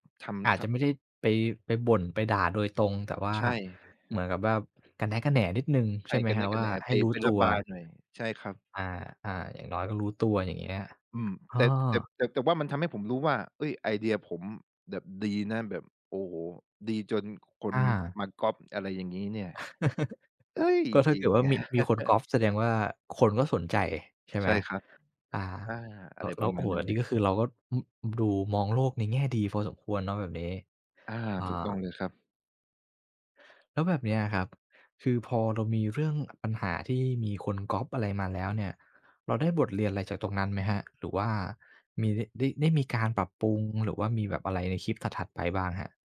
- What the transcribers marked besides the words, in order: tapping; other background noise; chuckle; chuckle
- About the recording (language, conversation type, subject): Thai, podcast, ก่อนเริ่มทำงานสร้างสรรค์ คุณมีพิธีกรรมอะไรเป็นพิเศษไหม?